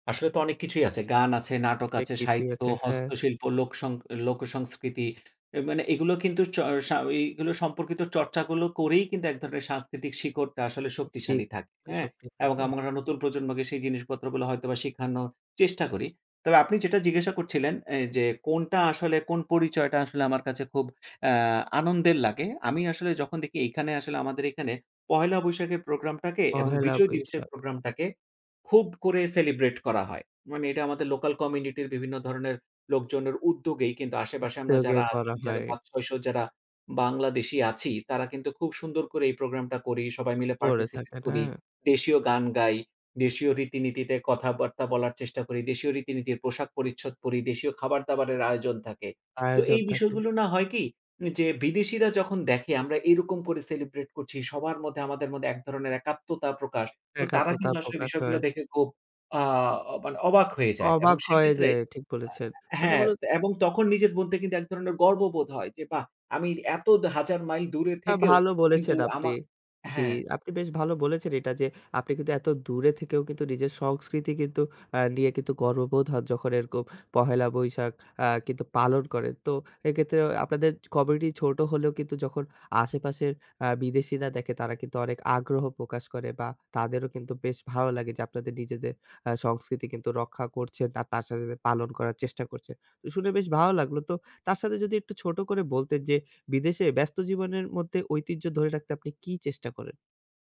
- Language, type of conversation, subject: Bengali, podcast, বিদেশে থাকলে তুমি কীভাবে নিজের সংস্কৃতি রক্ষা করো?
- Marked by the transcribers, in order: unintelligible speech; in English: "celebrate"; tapping